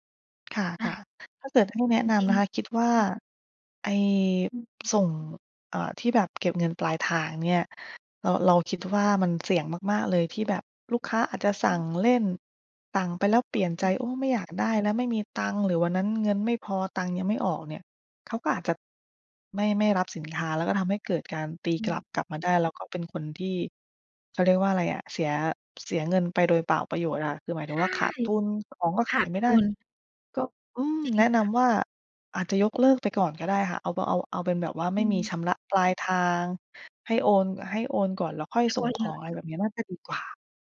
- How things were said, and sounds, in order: tapping; other background noise; unintelligible speech
- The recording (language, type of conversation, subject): Thai, advice, จะรับมือกับความรู้สึกท้อใจอย่างไรเมื่อยังไม่มีลูกค้าสนใจสินค้า?